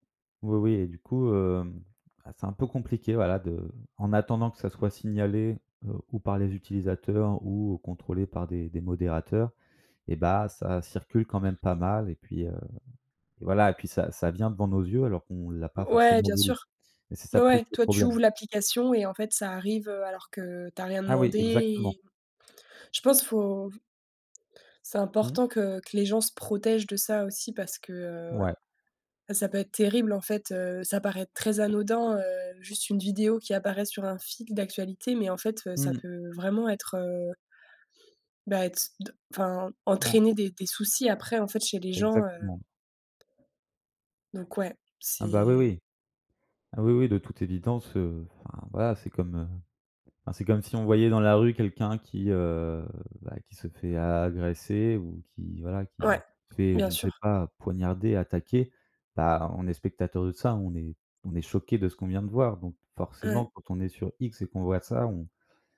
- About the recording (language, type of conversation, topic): French, podcast, Comment fais-tu pour bien dormir malgré les écrans ?
- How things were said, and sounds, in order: stressed: "protègent"; other background noise; stressed: "très"; stressed: "entraîner"; tapping